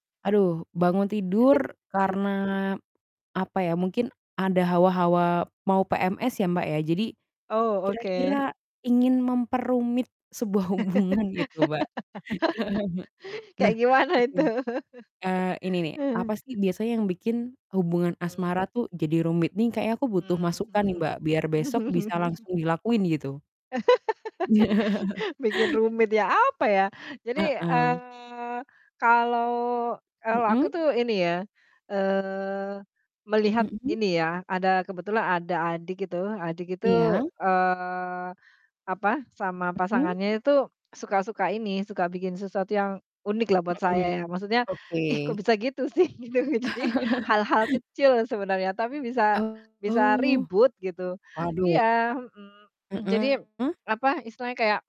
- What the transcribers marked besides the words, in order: distorted speech; laughing while speaking: "hubungan"; laugh; chuckle; laughing while speaking: "gimana itu?"; laugh; laughing while speaking: "mmm"; laugh; laughing while speaking: "Iya"; laughing while speaking: "Gitu, jadi"; laugh; throat clearing
- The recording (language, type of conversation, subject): Indonesian, unstructured, Apa yang biasanya membuat hubungan asmara menjadi rumit?